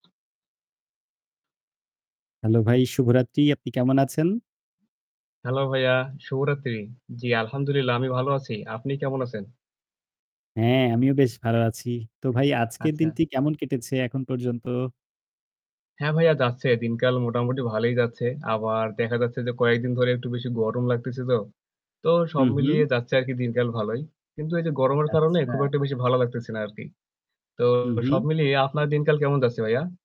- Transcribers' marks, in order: other background noise; static; tapping; distorted speech
- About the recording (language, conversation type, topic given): Bengali, unstructured, আপনার কাছে কোন উৎসবের স্মৃতি সবচেয়ে মূল্যবান?
- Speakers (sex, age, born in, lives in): male, 20-24, Bangladesh, Bangladesh; male, 20-24, Bangladesh, Bangladesh